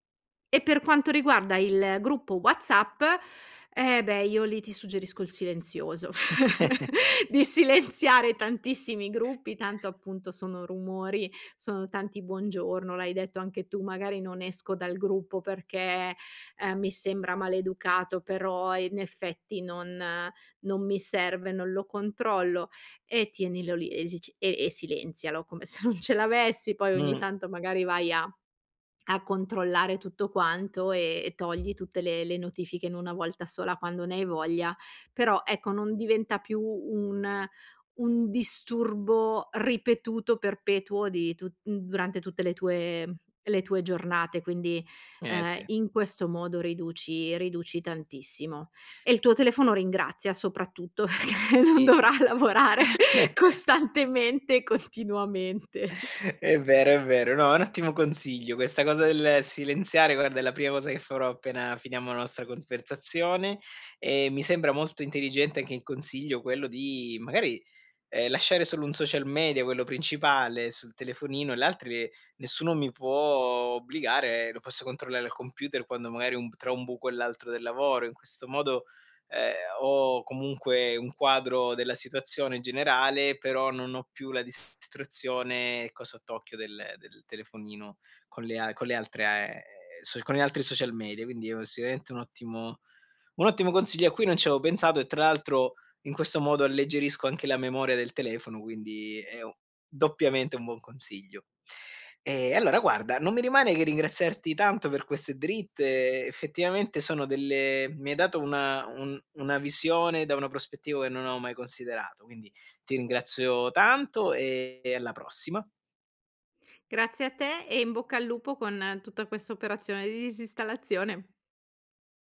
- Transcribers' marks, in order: chuckle; laugh; laughing while speaking: "silenziare"; other background noise; laughing while speaking: "se non"; tapping; "Sì" said as "ì"; laughing while speaking: "perché non dovrà lavorare costantemente e continuamente"; laugh
- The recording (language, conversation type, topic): Italian, advice, Come posso liberarmi dall’accumulo di abbonamenti e file inutili e mettere ordine nel disordine digitale?